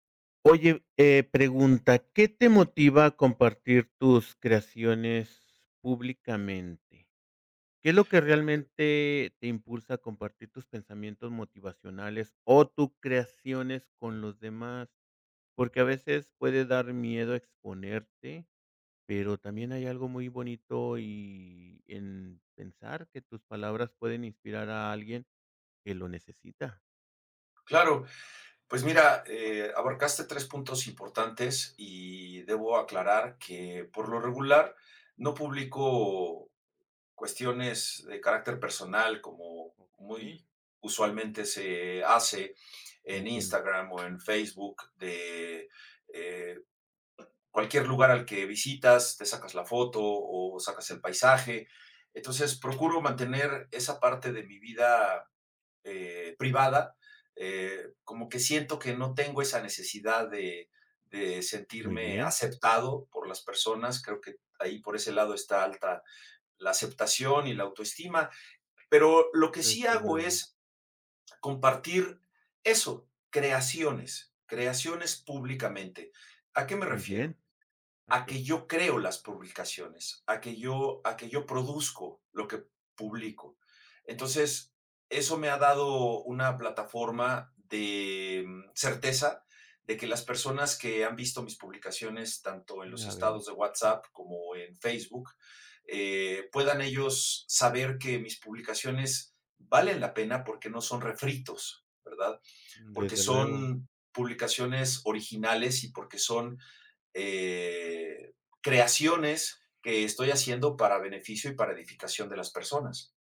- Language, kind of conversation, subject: Spanish, podcast, ¿Qué te motiva a compartir tus creaciones públicamente?
- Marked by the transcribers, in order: tapping; unintelligible speech